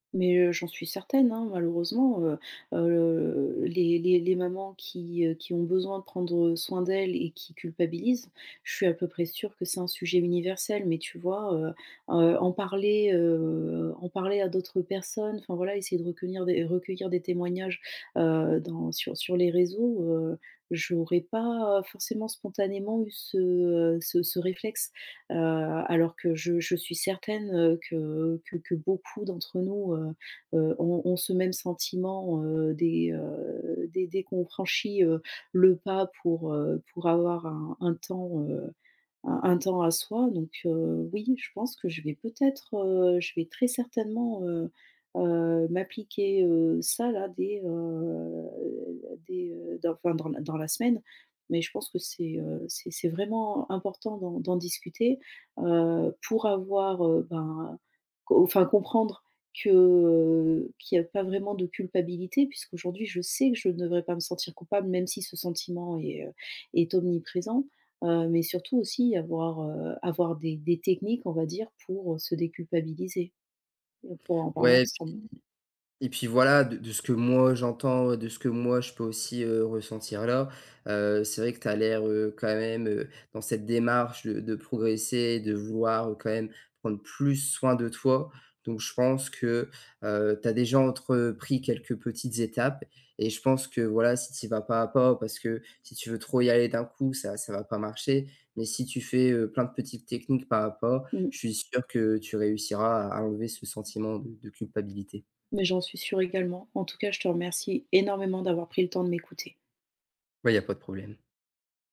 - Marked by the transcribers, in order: tapping; "recueillir-" said as "reconir"; drawn out: "heu"; stressed: "plus"; other background noise
- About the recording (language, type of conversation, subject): French, advice, Pourquoi est-ce que je me sens coupable quand je prends du temps pour moi ?
- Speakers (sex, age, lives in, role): female, 35-39, France, user; male, 18-19, France, advisor